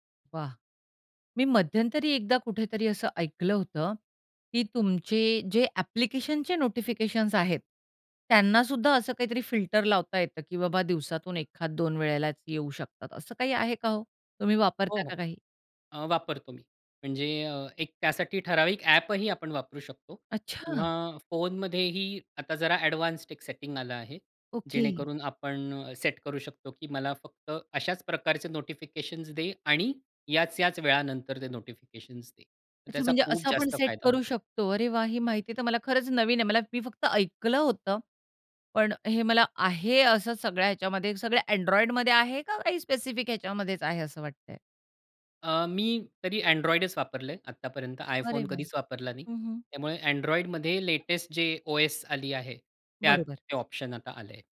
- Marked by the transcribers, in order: other background noise; in English: "एडवान्स्ड"; in English: "स्पेसिफिक"
- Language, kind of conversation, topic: Marathi, podcast, तुम्ही सूचनांचे व्यवस्थापन कसे करता?